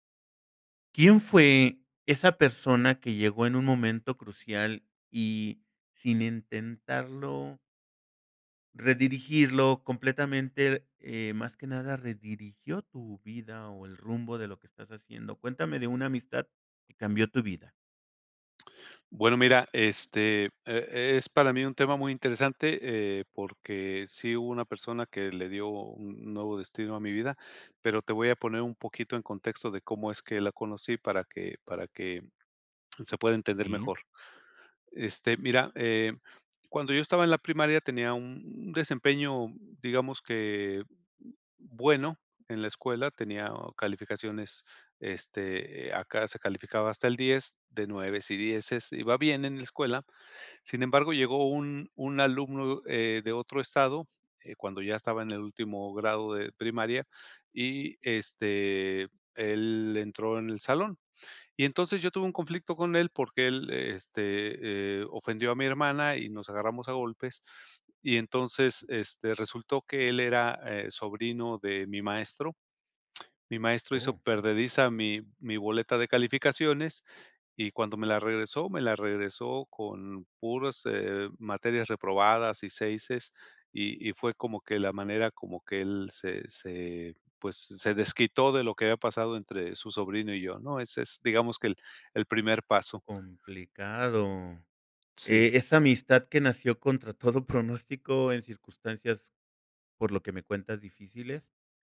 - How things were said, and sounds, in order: other background noise; other noise
- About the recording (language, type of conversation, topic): Spanish, podcast, Cuéntame sobre una amistad que cambió tu vida